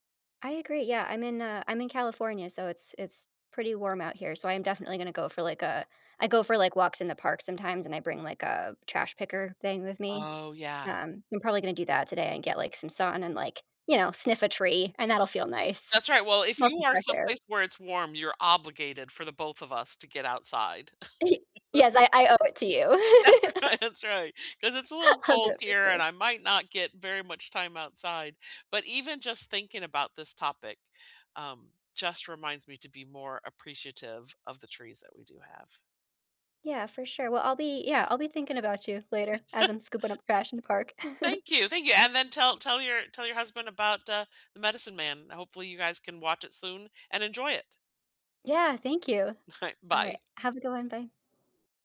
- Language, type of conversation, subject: English, unstructured, What emotions do you feel when you see a forest being cut down?
- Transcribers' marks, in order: giggle; laughing while speaking: "Yes, I I owe it to you"; laugh; laughing while speaking: "That's right, that's right"; chuckle; laughing while speaking: "I'll do it for sure"; other background noise; laugh; chuckle; tapping; laughing while speaking: "Alright"